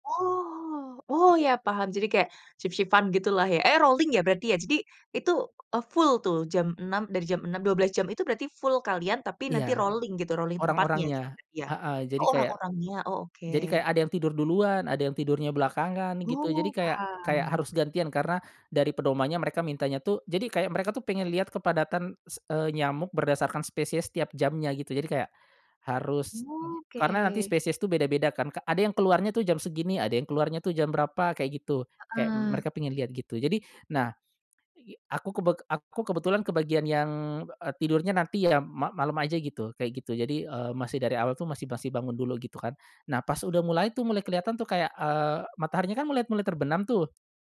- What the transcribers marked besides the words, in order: other background noise; in English: "rolling"; in English: "full"; in English: "full"; in English: "rolling"; in English: "rolling"
- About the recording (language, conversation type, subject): Indonesian, podcast, Bagaimana rasanya melihat langit penuh bintang di alam bebas?